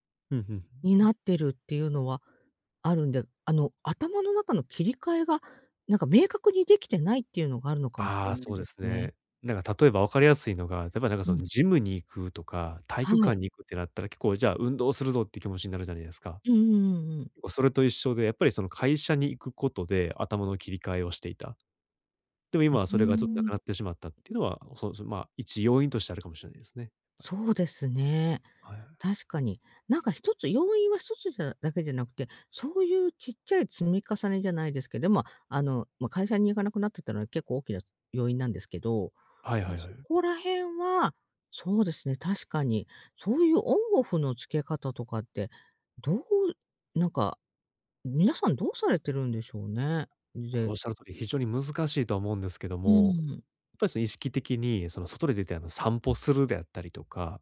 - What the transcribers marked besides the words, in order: "体育館" said as "たいきょかん"
- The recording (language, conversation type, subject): Japanese, advice, 睡眠の質を高めて朝にもっと元気に起きるには、どんな習慣を見直せばいいですか？